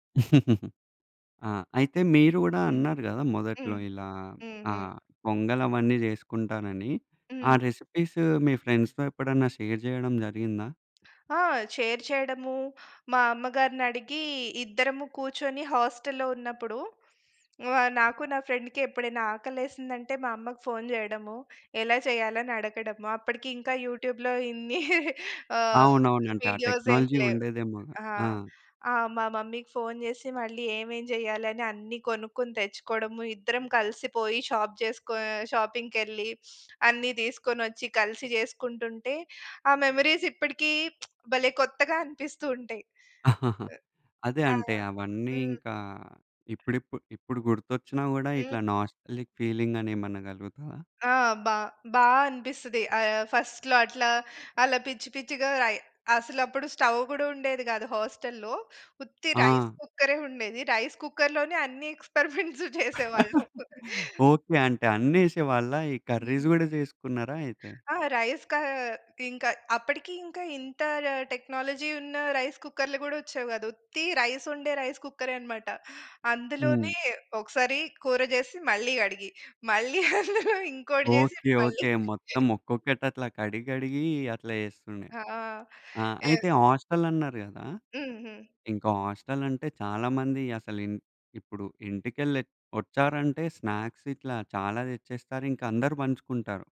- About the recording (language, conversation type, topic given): Telugu, podcast, వంటకాన్ని పంచుకోవడం మీ సామాజిక సంబంధాలను ఎలా బలోపేతం చేస్తుంది?
- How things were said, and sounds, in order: giggle; in English: "ఫ్రెండ్స్‌తో"; in English: "షేర్"; other background noise; in English: "షేర్"; in English: "హాస్టల్‌లో"; in English: "ఫ్రెండ్‌కి"; in English: "యూట్యూబ్‌లో"; laughing while speaking: "ఇన్ని"; in English: "వీడియోస్"; in English: "టెక్నాలజీ"; in English: "మమ్మీకి"; in English: "షాప్"; in English: "షాపింగ్‌కెళ్లి"; sniff; in English: "మెమోరీస్"; lip smack; giggle; other noise; in English: "నాస్టాల్జిక్ ఫీలింగ్"; in English: "ఫస్ట్‌లో"; in English: "స్టవ్"; in English: "హస్టల్‌లో"; in English: "రైస్"; in English: "రైస్ కుక్కర్‌లోనే"; chuckle; giggle; in English: "కర్రీస్"; in English: "రైస్‌కా"; in English: "టెక్నాలజీ"; in English: "రైస్"; in English: "రైస్"; in English: "రైస్"; laughing while speaking: "మళ్ళీ అందులో"; in English: "హాస్టల్"; in English: "హాస్టల్"; in English: "స్నాక్స్"